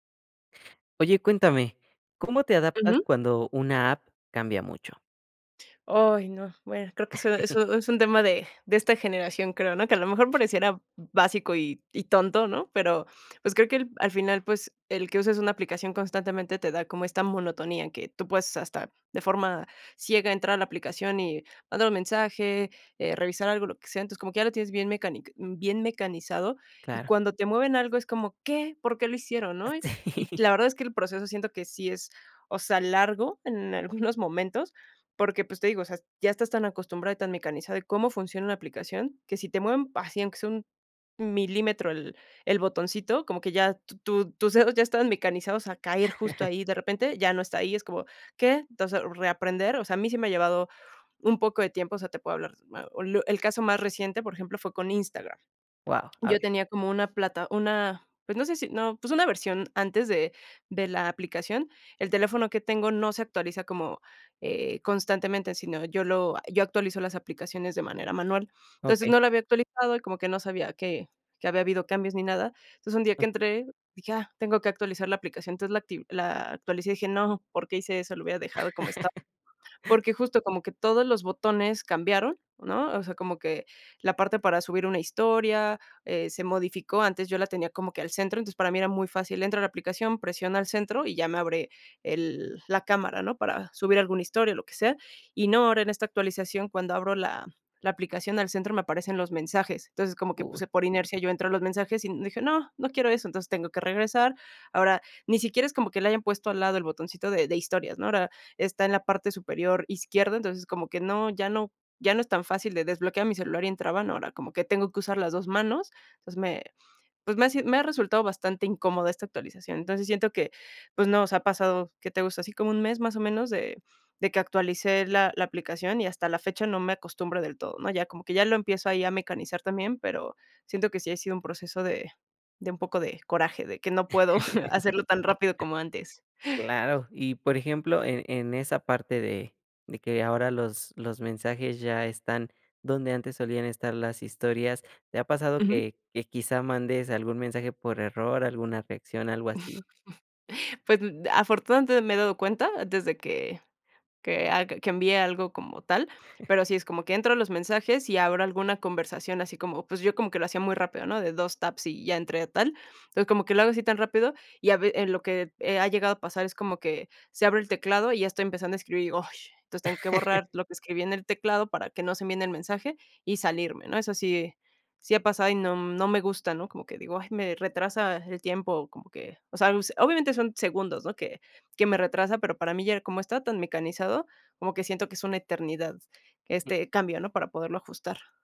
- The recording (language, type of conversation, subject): Spanish, podcast, ¿Cómo te adaptas cuando una app cambia mucho?
- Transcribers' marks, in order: laugh; other background noise; laughing while speaking: "Sí"; chuckle; other noise; chuckle; chuckle; chuckle; laugh; chuckle